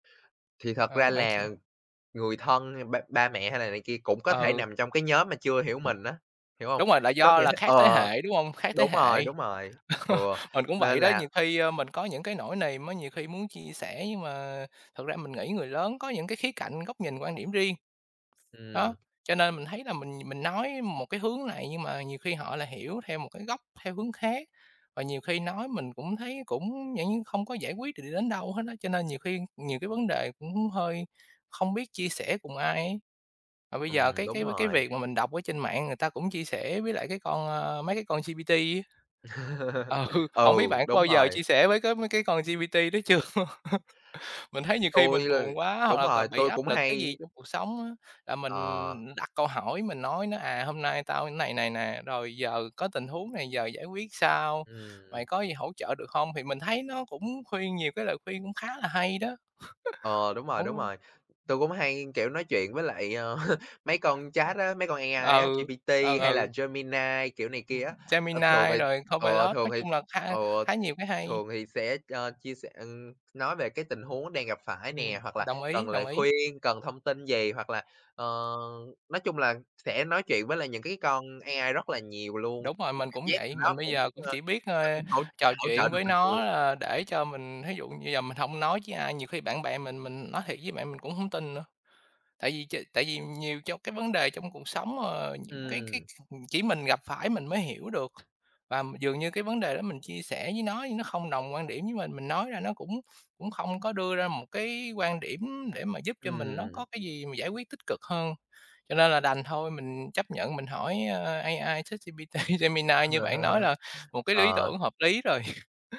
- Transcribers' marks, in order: tapping; other background noise; chuckle; chuckle; laughing while speaking: "Ừ"; laughing while speaking: "chưa?"; chuckle; chuckle; unintelligible speech; chuckle; unintelligible speech; laughing while speaking: "ChatGPT"; laughing while speaking: "Ờ"; chuckle
- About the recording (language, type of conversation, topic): Vietnamese, unstructured, Bạn đã từng cảm thấy cô đơn dù xung quanh có rất nhiều người chưa?